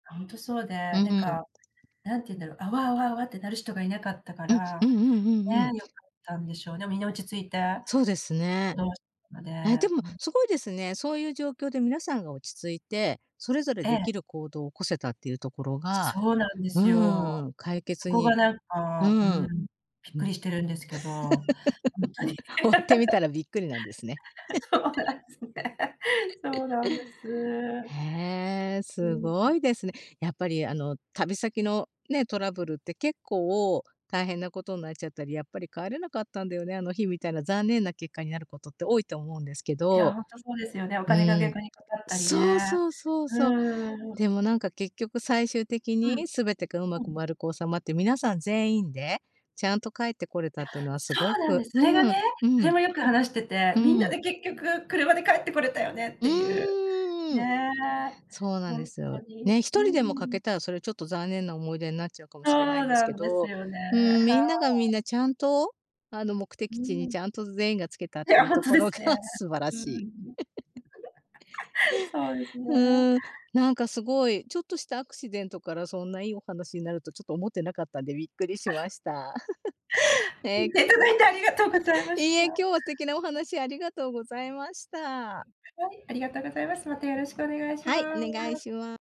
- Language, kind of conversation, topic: Japanese, podcast, アクシデントがきっかけで、意外と良い思い出になった経験はありますか？
- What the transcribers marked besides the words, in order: laugh; laugh; laughing while speaking: "そうなんですね"; laugh; chuckle; other background noise; tapping; other noise; laughing while speaking: "ところが"; giggle; chuckle